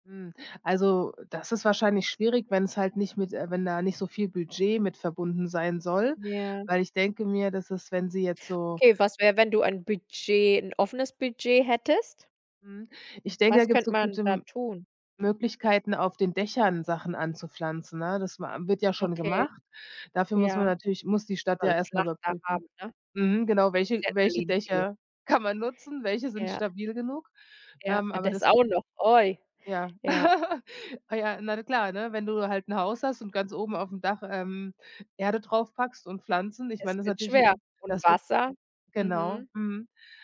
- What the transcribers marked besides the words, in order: other background noise; laugh
- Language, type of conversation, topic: German, podcast, Was kann jede Stadt konkret für Natur- und Klimaschutz tun?